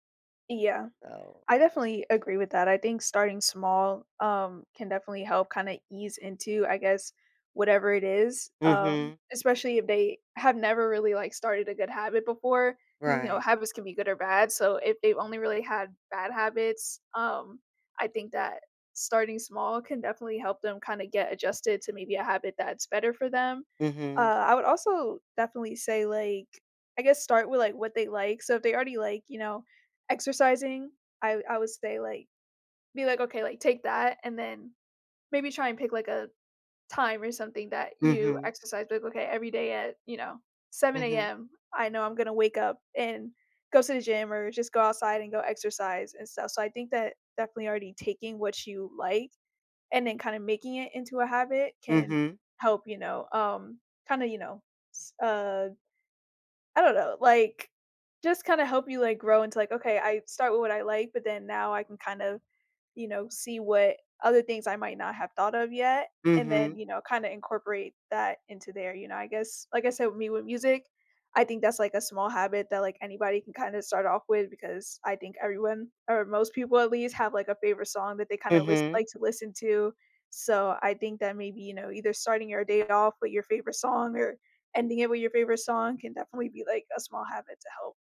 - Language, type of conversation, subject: English, unstructured, What small habit makes you happier each day?
- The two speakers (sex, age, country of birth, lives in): female, 20-24, United States, United States; female, 60-64, United States, United States
- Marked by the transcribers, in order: none